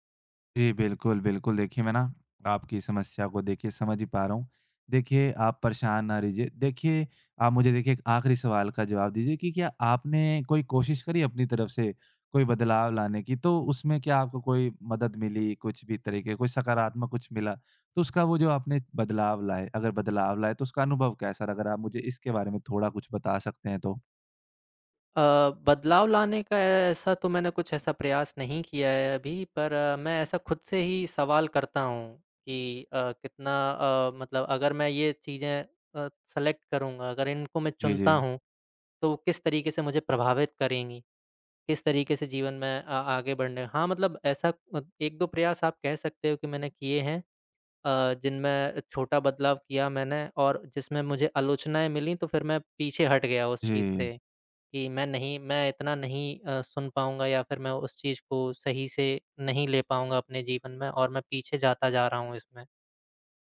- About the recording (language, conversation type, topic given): Hindi, advice, लक्ष्य बदलने के डर और अनिश्चितता से मैं कैसे निपटूँ?
- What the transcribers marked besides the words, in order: tapping; "रही जिए" said as "रिजिए"; in English: "सेलेक्ट"; other background noise